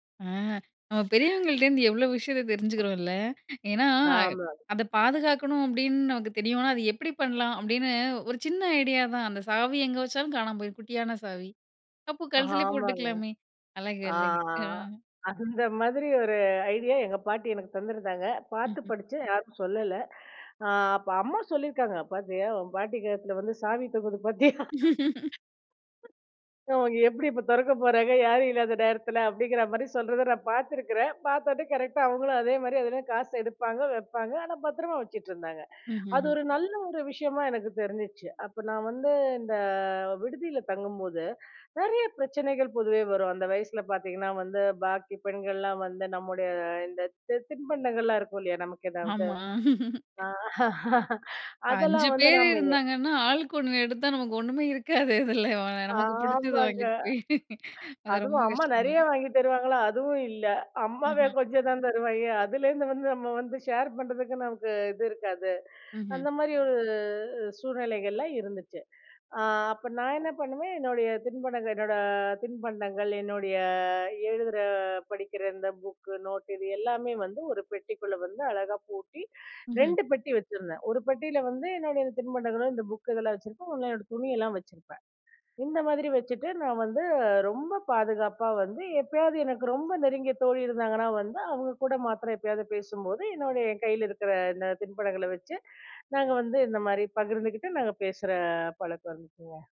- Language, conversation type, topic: Tamil, podcast, பகிர்ந்து இருக்கும் அறையில் தனிமையை எப்படி பெறலாம்?
- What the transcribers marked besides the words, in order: other noise; laughing while speaking: "அந்த மாதிரி ஒரு"; chuckle; laughing while speaking: "சாவி தொங்குது. பார்த்தியா! அவங்க எப்பிடி … நேரத்தில? அப்பிடிங்கிறமாரி சொல்றத"; other background noise; laugh; laughing while speaking: "ஆமா"; laugh; laughing while speaking: "இருக்காது. இதில அ வா நமக்கு பிடிச்சது வாங்கிக்கிட்டு போய் அது ரொம்ப கஷ்டமே!"; laughing while speaking: "அம்மாவே கொஞ்சம் தான் தருவாங்க"